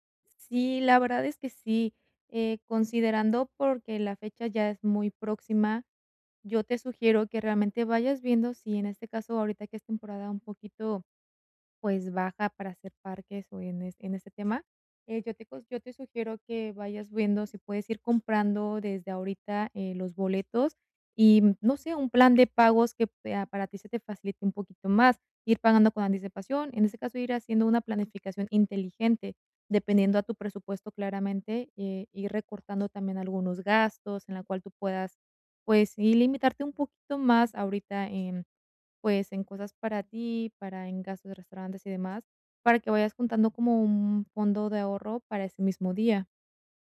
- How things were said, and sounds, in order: other background noise; tapping
- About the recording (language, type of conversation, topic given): Spanish, advice, ¿Cómo puedo disfrutar de unas vacaciones con poco dinero y poco tiempo?